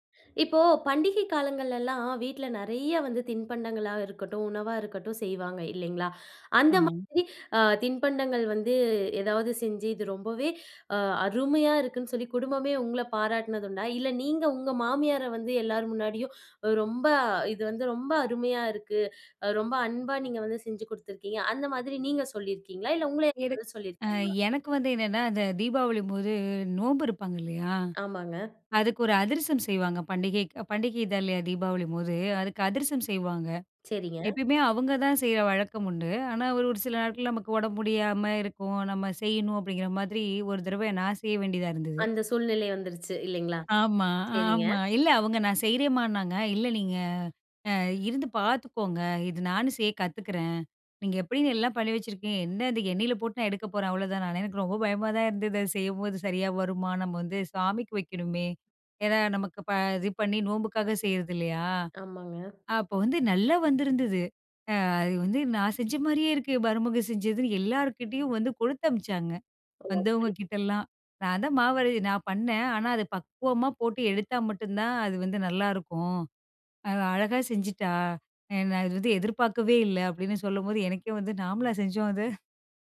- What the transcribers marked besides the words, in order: unintelligible speech
- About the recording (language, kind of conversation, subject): Tamil, podcast, சமையல் மூலம் அன்பை எப்படி வெளிப்படுத்தலாம்?